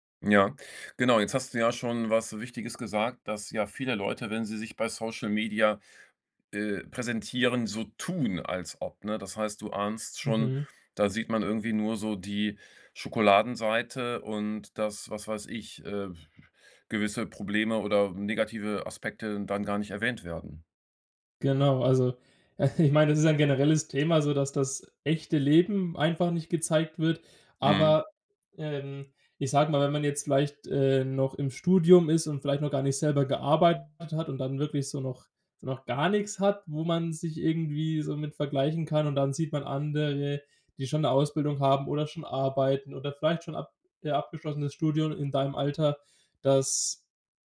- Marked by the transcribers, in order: stressed: "tun"; other noise; chuckle
- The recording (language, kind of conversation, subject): German, podcast, Welchen Einfluss haben soziale Medien auf dein Erfolgsempfinden?